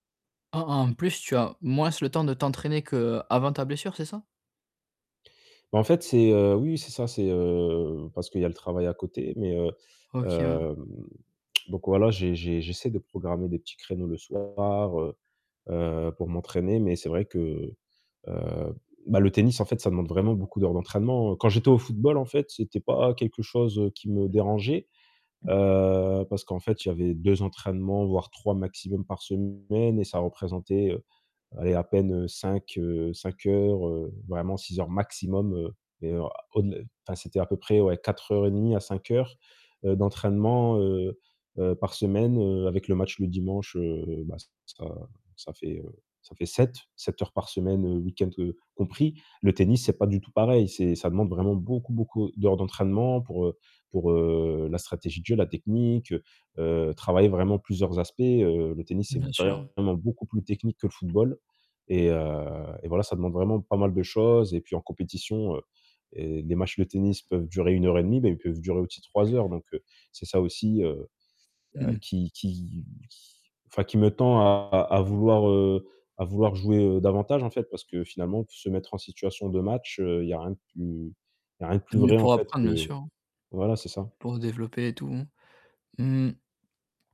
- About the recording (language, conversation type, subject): French, advice, Comment puis-je retrouver la motivation pour reprendre mes habitudes après un coup de mou ?
- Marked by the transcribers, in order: drawn out: "hem"; distorted speech; tapping; other background noise; stressed: "maximum"; static; other noise